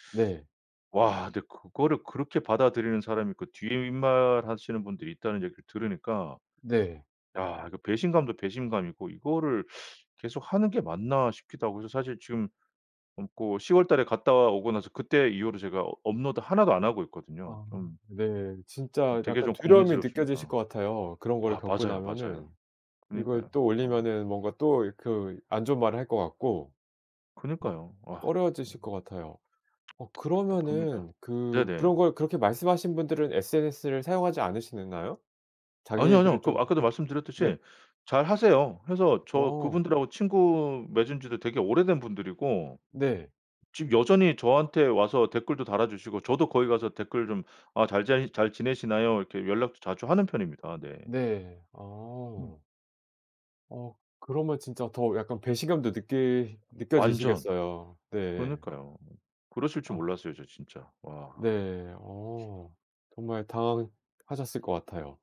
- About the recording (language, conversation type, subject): Korean, advice, SNS에 올리는 모습과 실제 삶의 괴리감 때문에 혼란스러울 때 어떻게 해야 하나요?
- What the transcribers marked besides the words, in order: tsk; other background noise; tapping